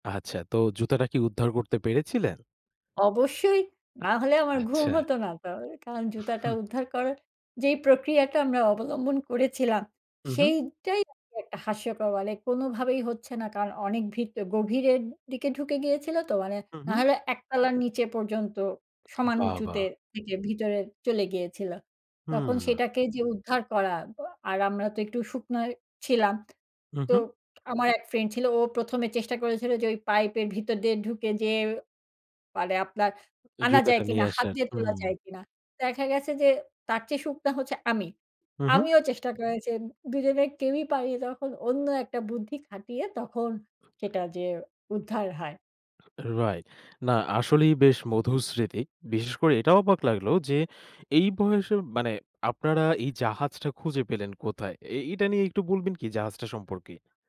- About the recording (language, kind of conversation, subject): Bengali, podcast, শিশুকাল থেকে আপনার সবচেয়ে মজার স্মৃতিটি কোনটি?
- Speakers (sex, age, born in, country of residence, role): female, 40-44, Bangladesh, Finland, guest; male, 20-24, Bangladesh, Bangladesh, host
- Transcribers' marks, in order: tapping; laughing while speaking: "আচ্ছা"; laughing while speaking: "তো"; laughing while speaking: "হু"